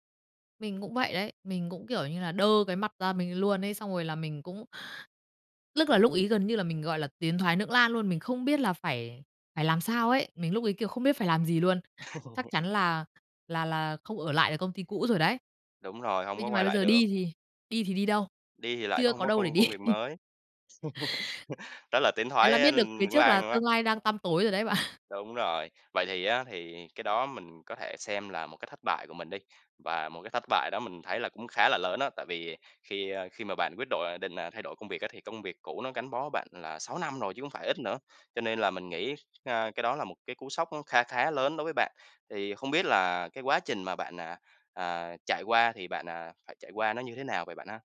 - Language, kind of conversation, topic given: Vietnamese, podcast, Bạn đã vượt qua và hồi phục như thế nào sau một thất bại lớn?
- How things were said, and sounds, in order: other background noise; "Tức" said as "Lức"; "lưỡng" said as "nưỡng"; tapping; laugh; laughing while speaking: "đi"; laugh; laughing while speaking: "bạn"